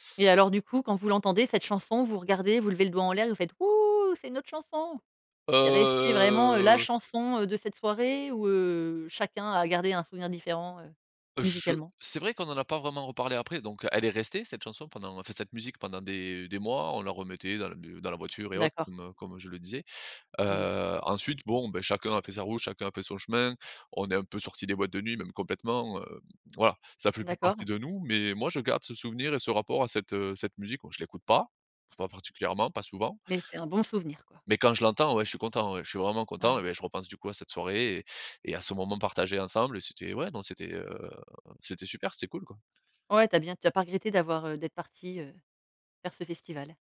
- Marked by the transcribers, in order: put-on voice: "Hou, c'est notre chanson !"; drawn out: "Heu"
- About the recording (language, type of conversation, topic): French, podcast, Quel est ton meilleur souvenir de festival entre potes ?